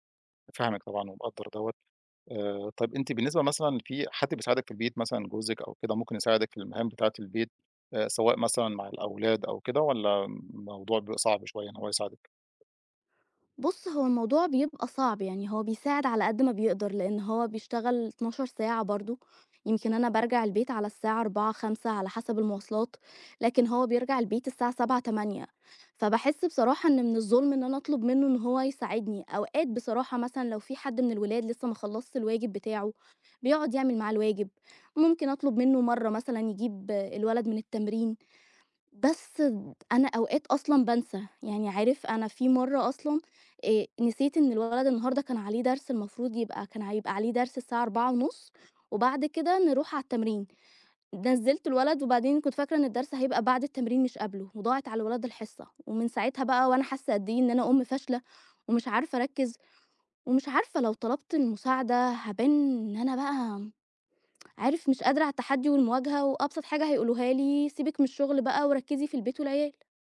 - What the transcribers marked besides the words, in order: tapping; tsk
- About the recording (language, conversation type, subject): Arabic, advice, إزاي أقدر أركّز وأنا تحت ضغوط يومية؟